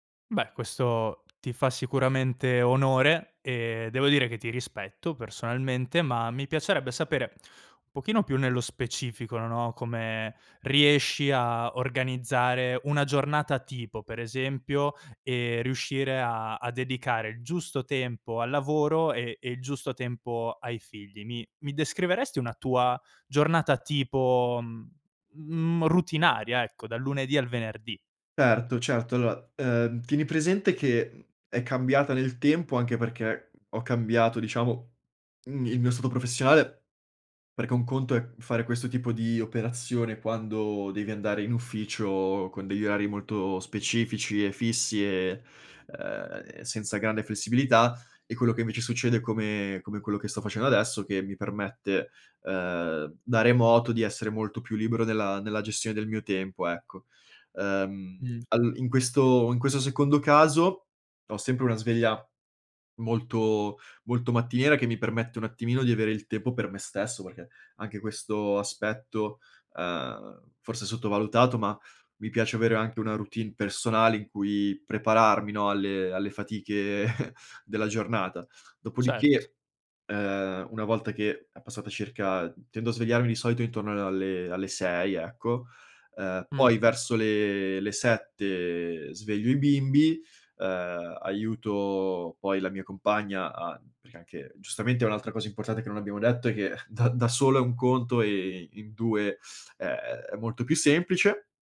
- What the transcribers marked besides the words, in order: other background noise; inhale; "allora" said as "aloa"; chuckle; teeth sucking
- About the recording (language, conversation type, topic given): Italian, podcast, Come riesci a mantenere dei confini chiari tra lavoro e figli?
- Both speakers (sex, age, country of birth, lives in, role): male, 25-29, Italy, Italy, guest; male, 25-29, Italy, Spain, host